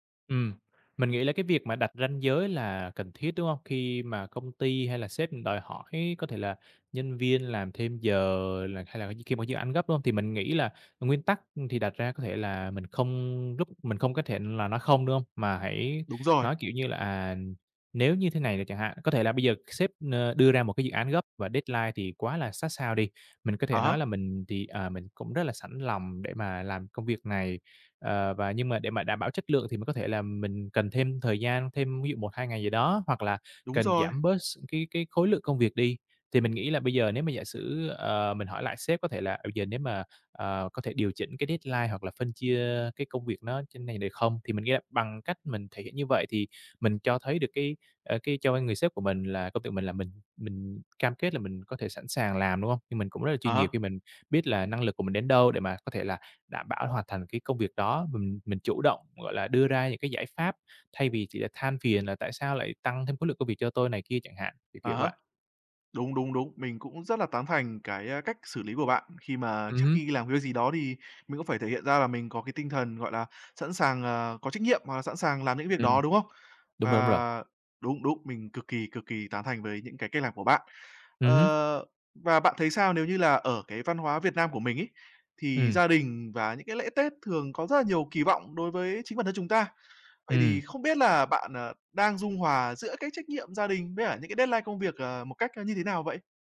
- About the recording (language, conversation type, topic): Vietnamese, podcast, Bạn cân bằng công việc và cuộc sống như thế nào?
- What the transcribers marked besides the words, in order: other background noise; "giúp" said as "rúp"; in English: "deadline"; in English: "deadline"; in English: "deadline"